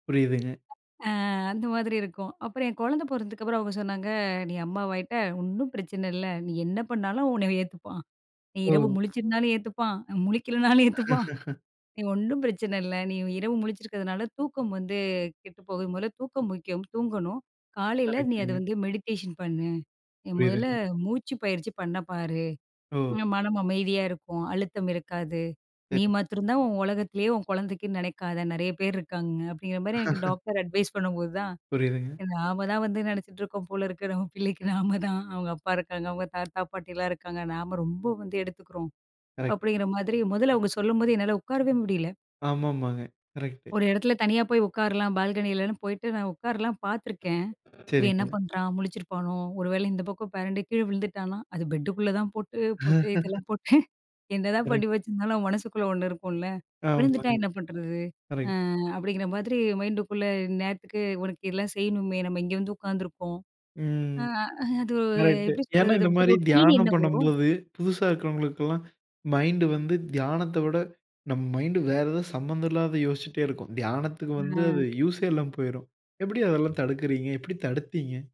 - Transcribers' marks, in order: tapping; other background noise; laugh; laughing while speaking: "முழிக்கலனாலும் ஏத்துப்பான்"; in English: "மெடிடேஷன்"; unintelligible speech; in English: "அட்வைஸ்"; laugh; laughing while speaking: "நம்ம பிள்ளைக்கு நாம தான்"; laugh; laughing while speaking: "போட்டேன். என்னதான் பண்ணி வச்சிருந்தாலும்"; unintelligible speech; in English: "மைண்டுக்குள்ள"; in English: "ரொட்டீன்"; in English: "மைண்டு"; in English: "மைண்டு"; in English: "யூசே"
- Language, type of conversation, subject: Tamil, podcast, தியானம் செய்யும்போது வரும் சிந்தனைகளை நீங்கள் எப்படி கையாளுகிறீர்கள்?